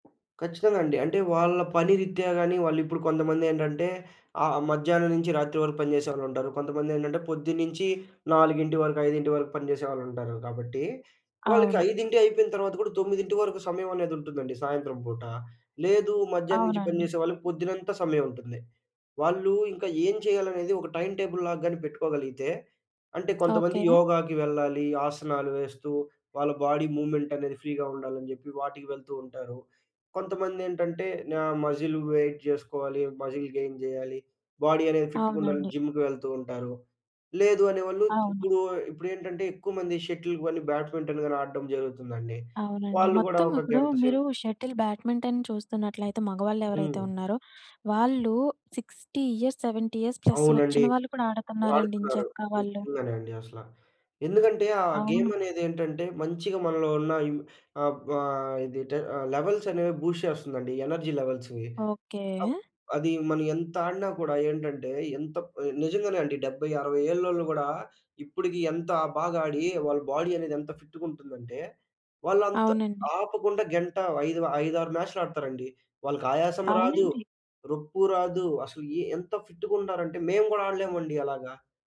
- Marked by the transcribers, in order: other background noise; in English: "టైమ్ టేబుల్‌లాగా"; in English: "బాడీ మూవ్‌మెంట్"; in English: "ఫ్రీగా"; in English: "మజిల్ వెయిట్"; in English: "మజిల్ గెయిన్"; in English: "బాడీ"; in English: "ఫిట్‌గా"; in English: "జిమ్‌కి"; in English: "షటిల్‌కి"; in English: "షటిల్"; in English: "సిక్స్టీ ఇయర్స్ సెవెంటీ ఇయర్స్ ప్లస్"; in English: "గేమ్"; in English: "లెవెల్స్"; in English: "బూస్ట్"; in English: "ఎనర్జీ లెవెల్స్‌వి"; in English: "బాడీ"
- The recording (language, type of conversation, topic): Telugu, podcast, మీ పాత హాబీలను ఎలా గుర్తు చేసుకొని మళ్లీ వాటిపై ఆసక్తి పెంచుకున్నారు?